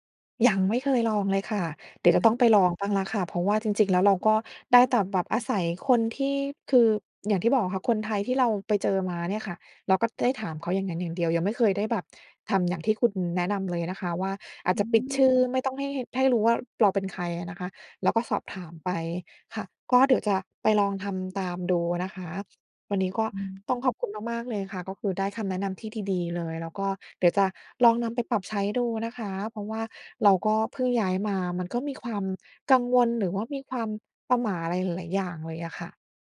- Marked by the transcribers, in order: none
- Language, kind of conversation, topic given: Thai, advice, คุณรู้สึกวิตกกังวลเวลาเจอคนใหม่ๆ หรืออยู่ในสังคมหรือไม่?